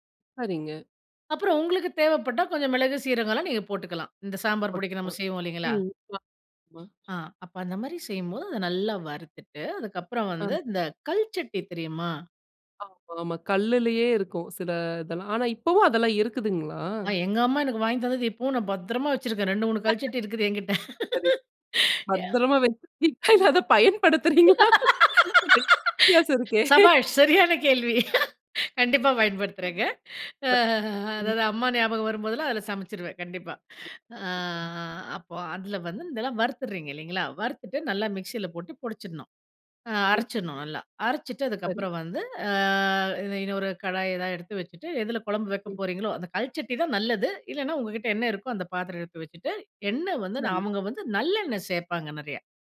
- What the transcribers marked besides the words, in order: other background noise; laugh; laughing while speaking: "பத்திரமா வச்சுருக்கீங்களா? அத பயன்படுத்துறீங்களா? வித்தியாசம் இருக்கே"; chuckle; other noise; laugh; laughing while speaking: "சபாஷ் சரியான கேள்வி!"; drawn out: "அ"; laugh; drawn out: "அ"; drawn out: "அ"
- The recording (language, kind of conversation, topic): Tamil, podcast, இந்த ரெசிபியின் ரகசியம் என்ன?